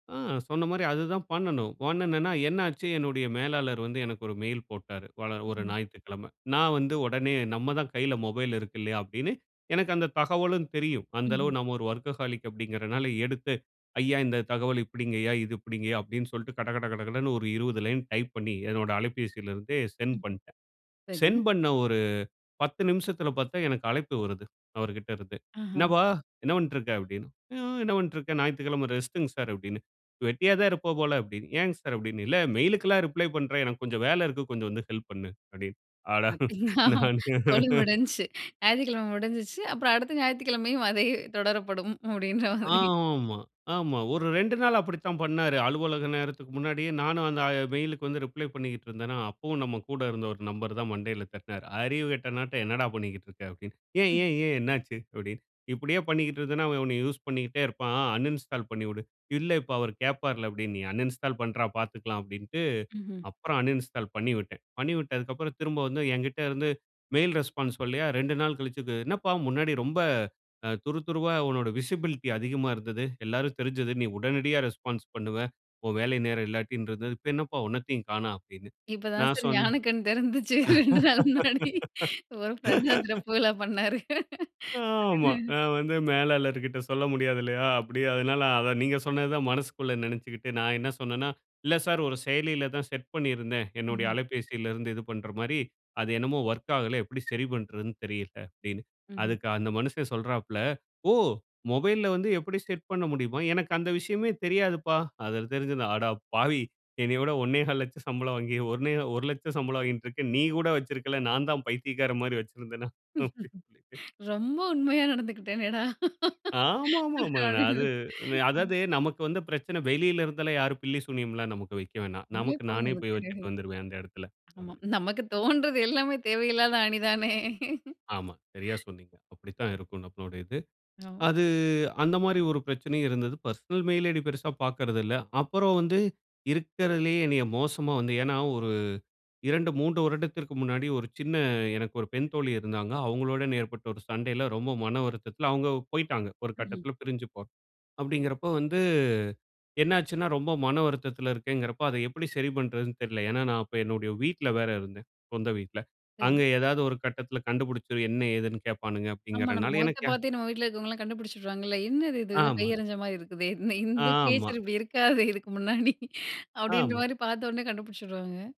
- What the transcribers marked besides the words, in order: other background noise; in English: "மெயில்"; in English: "வொர்க்கஹாலிக்"; in English: "மெயிலுக்கெல்லாம் ரிப்ளை"; laughing while speaking: "அப்டியா சோலி முடிஞ்சிச்சு. ஞாயித்துக்கிழமை முடிஞ்சுச்சு. அப்புறம் அடுத்த ஞாயித்துக்கிழமையும் அதையே, தொடரப்படும் அப்படின்ற மாதிரி"; tapping; chuckle; in English: "மெயிலுக்கு"; in English: "ரிப்ளை"; in English: "அன்இன்ஸ்டால்"; in English: "அன்இன்ஸ்டால்"; in English: "அன்இன்ஸ்டால்"; in English: "மெயில் ரெஸ்பான்ஸ்"; in English: "விசிபிலிட்டி"; in English: "ரெஸ்பான்ஸ்"; laughing while speaking: "இப்ப தான் சார் ஞான கண் … தான் திறப்புவிழா பண்ணாரு"; laugh; laughing while speaking: "ரொம்ப உண்மையா நடந்துகிட்டேனேடா!"; chuckle; other noise; laughing while speaking: "நமக்கு தோண்றது எல்லாமே தேவை இல்லாத அணி தானே"; drawn out: "அது"; in English: "பெர்சனல் மெயில் ஐ டி"; in English: "கிரியேச்சர்"
- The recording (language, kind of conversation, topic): Tamil, podcast, ஸ்மார்ட்போன் மற்றும் மின்னஞ்சல் பயன்பாட்டுக்கு வரம்பு வைக்க நீங்கள் பின்பற்றும் விதிகள் ஏதேனும் உள்ளனவா?